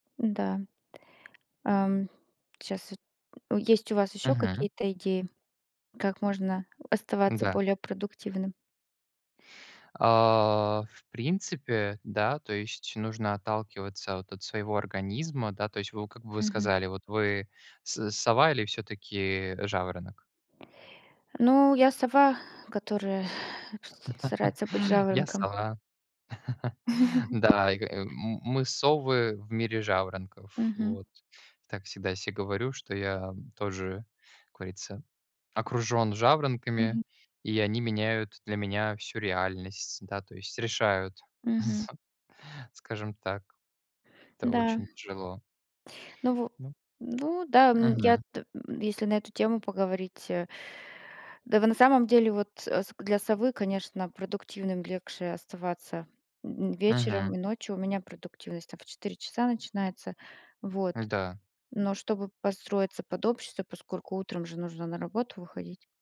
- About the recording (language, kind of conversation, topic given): Russian, unstructured, Какие привычки помогают тебе оставаться продуктивным?
- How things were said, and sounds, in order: other background noise; tapping; exhale; other noise; chuckle; chuckle; chuckle